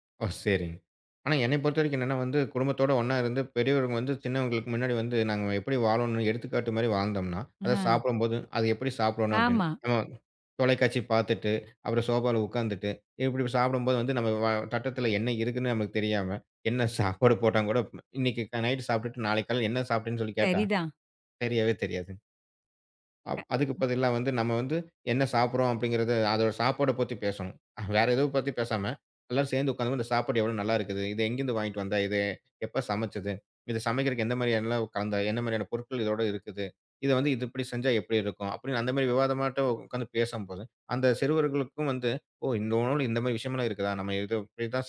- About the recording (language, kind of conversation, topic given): Tamil, podcast, நிதானமாக சாப்பிடுவதால் கிடைக்கும் மெய்நுணர்வு நன்மைகள் என்ன?
- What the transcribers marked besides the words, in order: "தட்டுல" said as "தட்டுத்துல"; laughing while speaking: "என்ன சாப்பாடு போட்டாங்கூட"; other noise; unintelligible speech; unintelligible speech